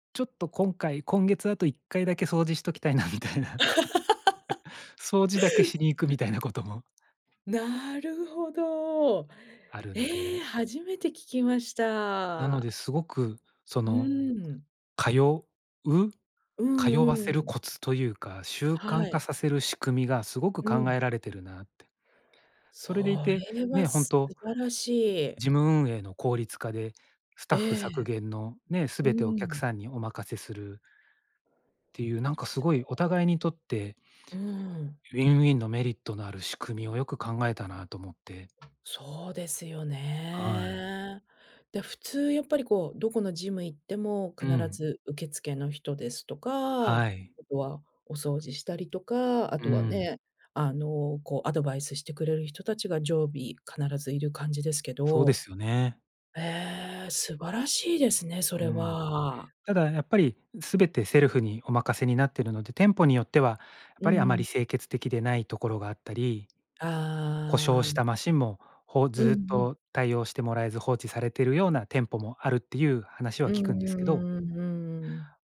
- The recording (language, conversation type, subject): Japanese, podcast, 運動習慣はどうやって続けていますか？
- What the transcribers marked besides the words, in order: laugh; laughing while speaking: "たいなみたいな"; laugh; other background noise; tapping